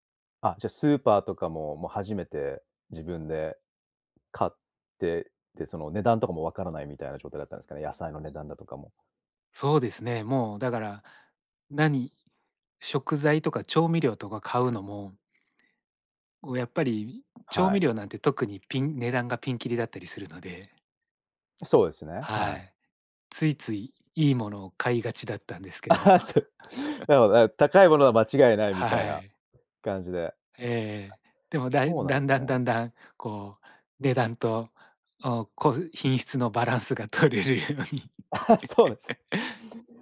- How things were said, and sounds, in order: tapping; other background noise; laughing while speaking: "あは、つ なるほどな、高いものは間違いないみたいな"; chuckle; laughing while speaking: "取れるように"; laughing while speaking: "ああ、そうです"; laugh
- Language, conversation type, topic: Japanese, podcast, 家事の分担はどうやって決めていますか？